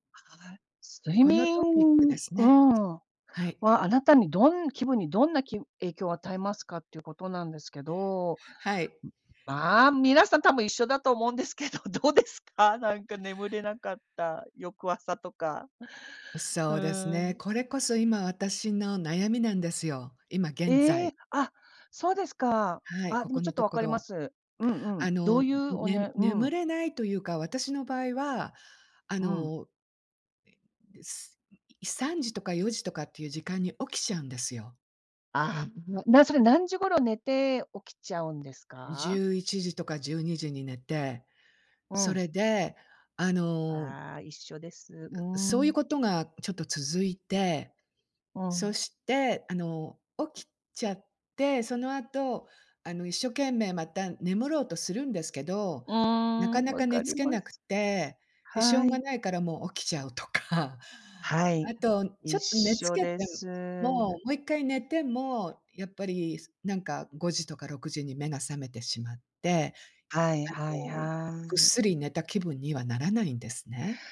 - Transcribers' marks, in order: other background noise; tapping; laughing while speaking: "思うんですけど、どうですか？"; laughing while speaking: "起きちゃうとか"
- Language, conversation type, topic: Japanese, unstructured, 睡眠はあなたの気分にどんな影響を与えますか？